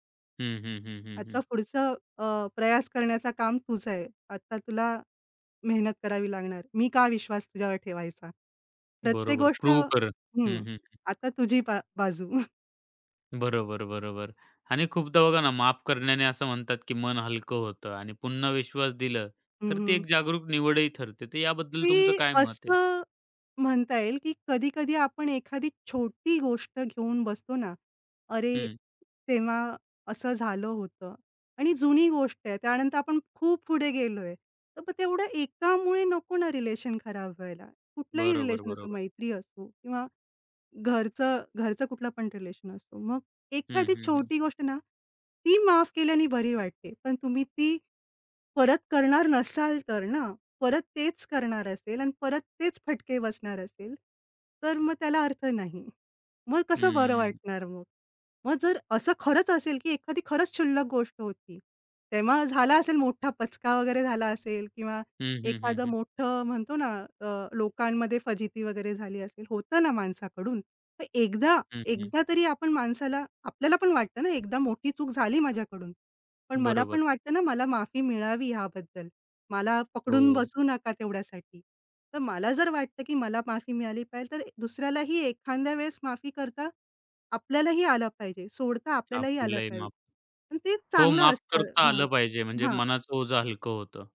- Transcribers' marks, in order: in Hindi: "प्रयास"; in English: "प्रूव्ह"; chuckle; in English: "रिलेशन"; in English: "रिलेशन"; in English: "रिलेशन"; drawn out: "हं"
- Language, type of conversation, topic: Marathi, podcast, एकदा विश्वास गेला तर तो कसा परत मिळवता?